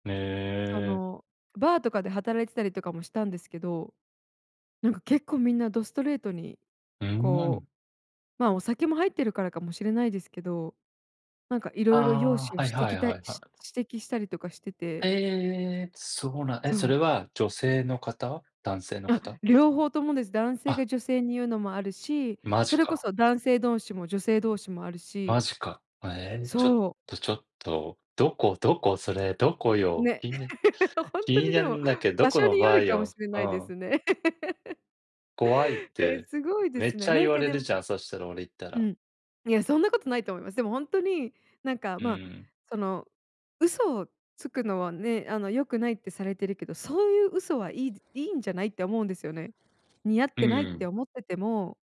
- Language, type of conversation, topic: Japanese, unstructured, 他人の気持ちを考えることは、なぜ大切なのですか？
- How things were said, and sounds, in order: other noise; laugh; laugh